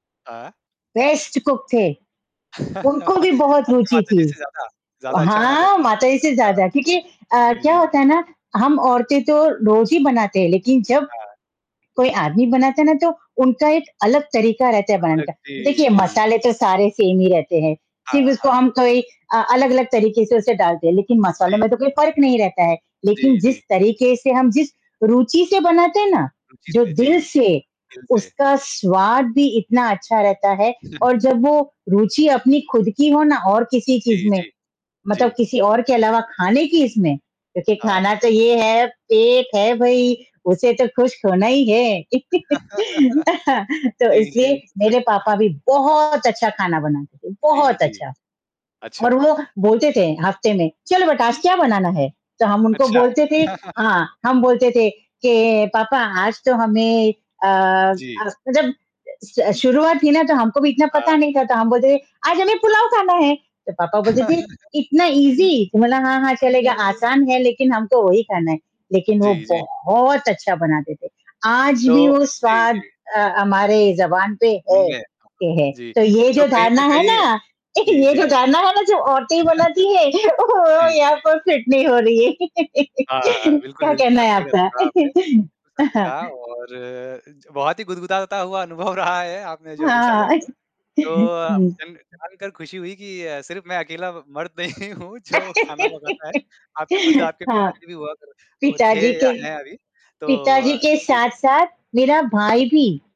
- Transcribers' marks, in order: distorted speech; in English: "बेस्ट कुक"; static; chuckle; unintelligible speech; in English: "सेम"; chuckle; tapping; chuckle; laugh; chuckle; put-on voice: "आज हमें पुलाव खाना है"; chuckle; in English: "ईज़ी"; other background noise; laughing while speaking: "ये जो धारणा है ना … हो रही है"; chuckle; in English: "फिट"; laugh; chuckle; laughing while speaking: "अनुभव रहा है आपने जो अभी साझा किया"; laughing while speaking: "हाँ"; chuckle; laughing while speaking: "मर्द नहीं हूँ जो खाना पकाता है"; laugh
- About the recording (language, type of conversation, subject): Hindi, unstructured, क्या आपको कभी खाना बनाकर किसी को चौंकाना पसंद है?